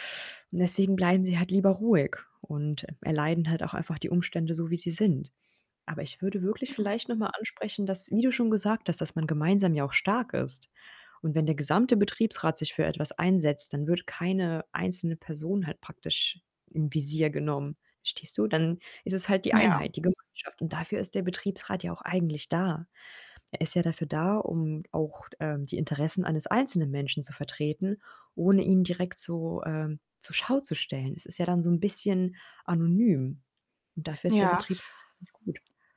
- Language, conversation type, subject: German, advice, Wie kann ich mit überwältigendem Arbeitsstress und innerer Unruhe umgehen?
- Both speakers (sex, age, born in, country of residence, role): female, 30-34, Germany, Germany, user; female, 30-34, Ukraine, Germany, advisor
- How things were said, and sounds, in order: static; other background noise; distorted speech